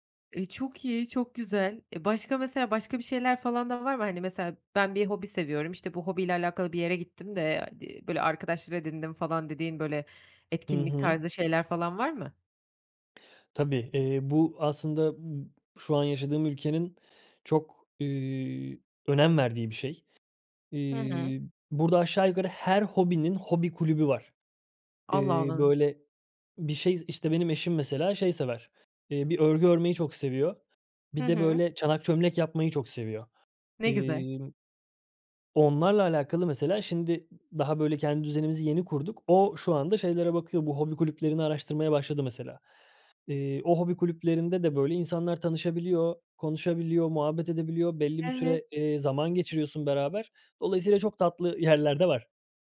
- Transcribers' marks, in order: tapping
- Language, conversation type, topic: Turkish, podcast, Küçük adımlarla sosyal hayatımızı nasıl canlandırabiliriz?